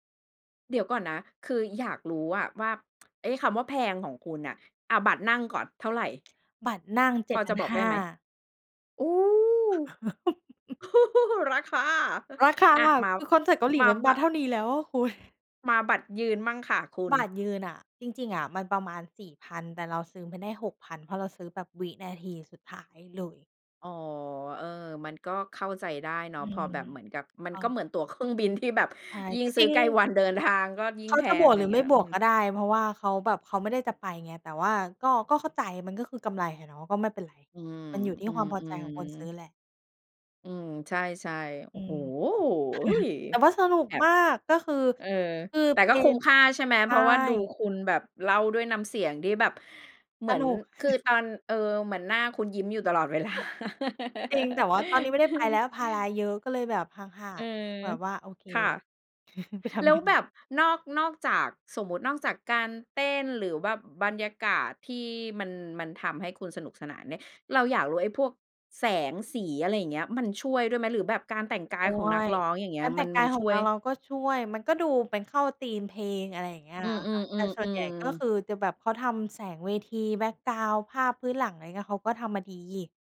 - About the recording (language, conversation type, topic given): Thai, podcast, เล่าประสบการณ์ไปดูคอนเสิร์ตที่ประทับใจที่สุดของคุณให้ฟังหน่อยได้ไหม?
- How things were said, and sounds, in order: tsk; surprised: "โอ้ !"; laugh; laughing while speaking: "โอ้โฮ !"; chuckle; chuckle; other background noise; laughing while speaking: "เวลา"; laugh; chuckle